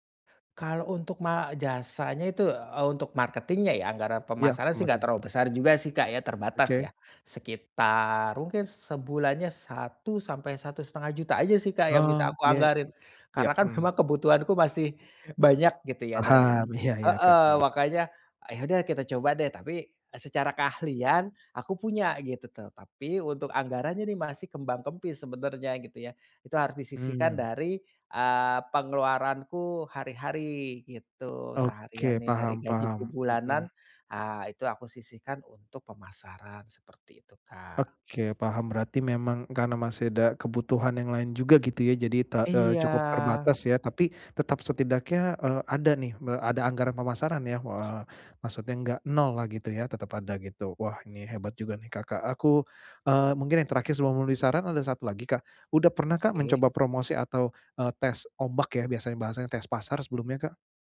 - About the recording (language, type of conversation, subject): Indonesian, advice, Bagaimana cara menarik pelanggan pertama yang bersedia membayar dengan anggaran terbatas?
- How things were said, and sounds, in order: in English: "marketing-nya"; other background noise